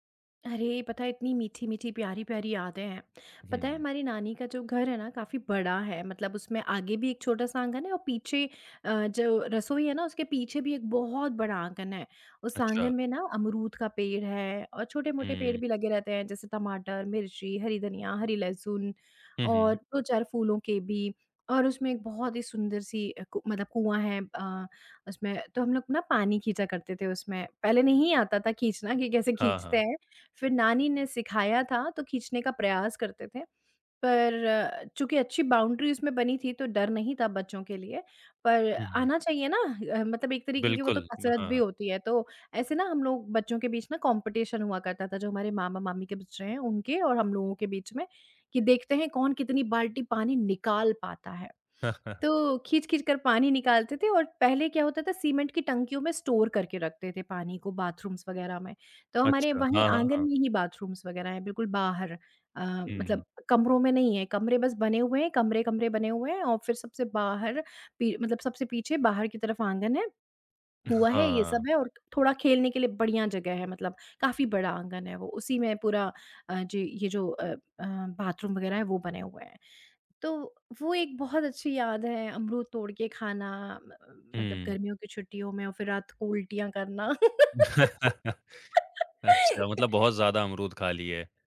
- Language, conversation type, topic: Hindi, podcast, आपको किन घरेलू खुशबुओं से बचपन की यादें ताज़ा हो जाती हैं?
- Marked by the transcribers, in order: tapping; in English: "बाउंड्री"; in English: "कॉम्पिटिशन"; chuckle; in English: "स्टोर"; in English: "बाथरूम्स"; in English: "बाथरूम्स"; in English: "बाथरूम"; chuckle; laugh